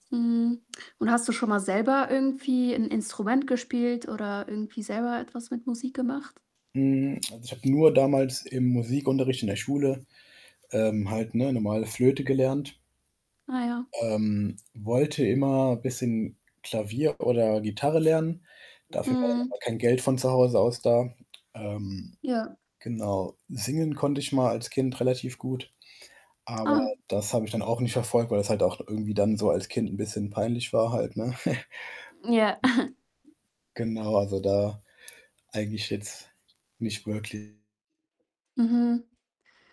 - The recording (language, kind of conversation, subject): German, podcast, Welche Rolle spielt Musik in deinem Alltag?
- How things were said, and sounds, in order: tapping; static; other background noise; distorted speech; chuckle